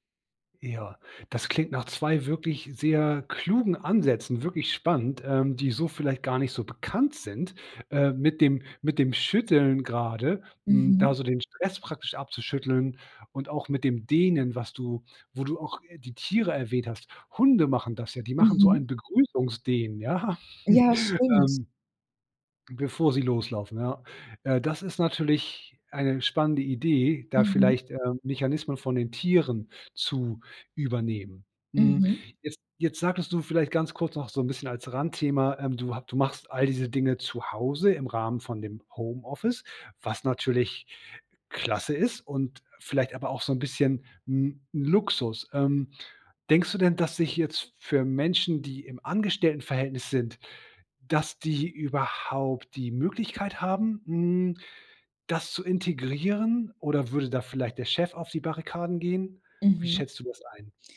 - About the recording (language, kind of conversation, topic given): German, podcast, Wie integrierst du Bewegung in einen vollen Arbeitstag?
- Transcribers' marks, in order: laughing while speaking: "ja"; chuckle